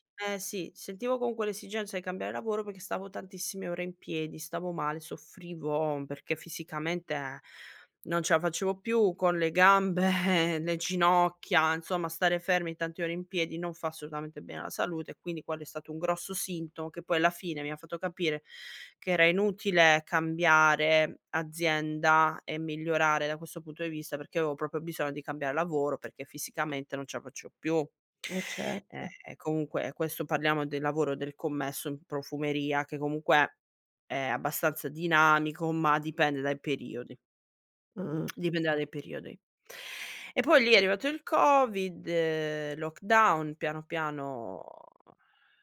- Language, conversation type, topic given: Italian, podcast, Quali segnali indicano che è ora di cambiare lavoro?
- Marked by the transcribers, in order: "perché" said as "peché"; laughing while speaking: "gambe"; "avevo" said as "aveo"; "proprio" said as "propio"; "bisogno" said as "bisono"; lip smack